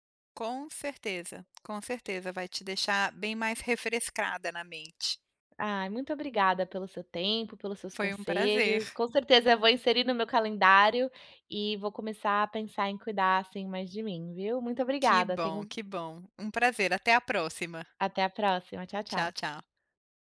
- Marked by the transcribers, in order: tapping
- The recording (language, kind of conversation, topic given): Portuguese, advice, Por que me sinto culpado ao tirar um tempo para lazer?
- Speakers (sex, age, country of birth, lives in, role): female, 35-39, Brazil, United States, user; female, 45-49, Brazil, United States, advisor